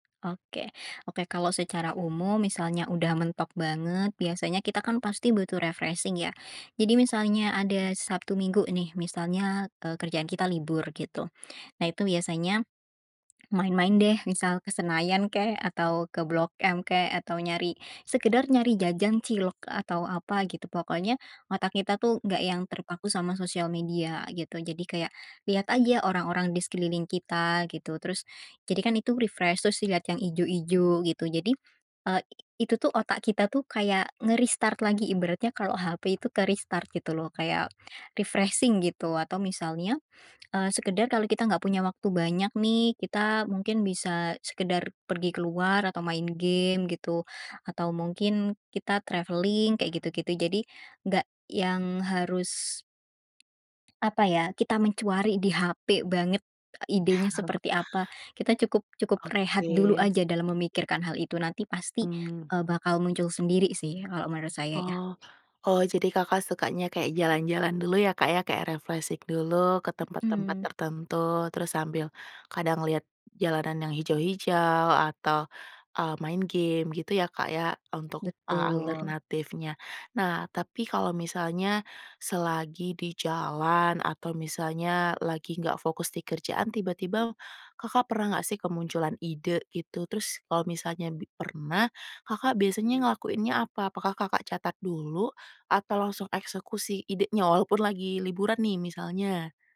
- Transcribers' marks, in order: other background noise; in English: "refreshing"; in English: "refresh"; in English: "nge-restart"; in English: "ke-restart"; in English: "refreshing"; in English: "traveling"; "mencari" said as "mencuari"; chuckle; in English: "reflesik"; "refreshing" said as "reflesik"
- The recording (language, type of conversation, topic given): Indonesian, podcast, Bagaimana kamu mencari inspirasi saat mentok ide?